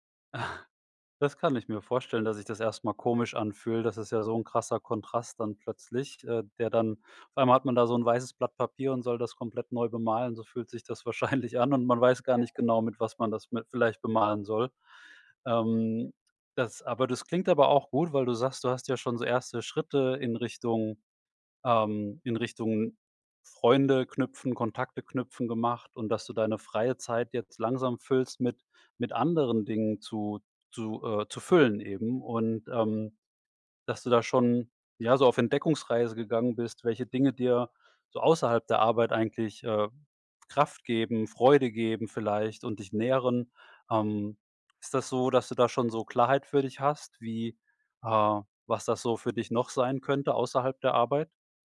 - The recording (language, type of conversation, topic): German, advice, Wie kann ich mich außerhalb meines Jobs definieren, ohne ständig nur an die Arbeit zu denken?
- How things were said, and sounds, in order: unintelligible speech; laughing while speaking: "wahrscheinlich"